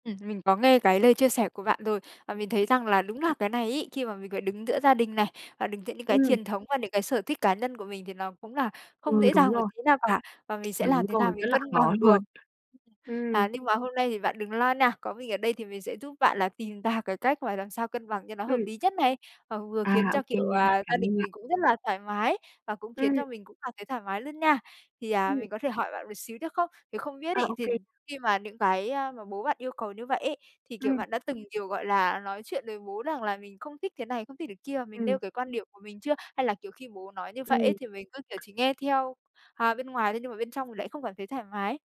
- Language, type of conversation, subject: Vietnamese, advice, Làm thế nào để dung hòa giữa truyền thống gia đình và mong muốn của bản thân?
- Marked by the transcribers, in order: tapping; other background noise